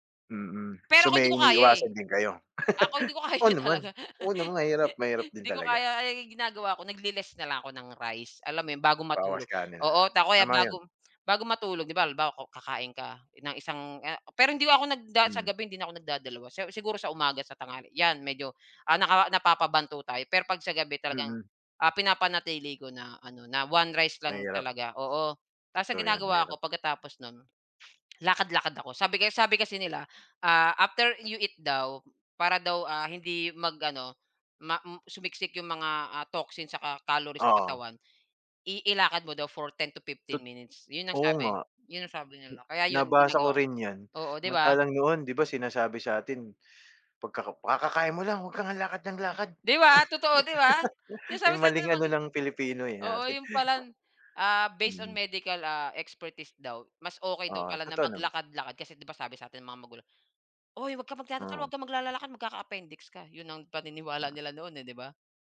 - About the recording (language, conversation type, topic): Filipino, unstructured, Ano ang ginagawa mo para manatiling malusog ang katawan mo?
- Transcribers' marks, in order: chuckle; laughing while speaking: "kaya talaga"; chuckle; shush; other background noise; tapping; laugh; chuckle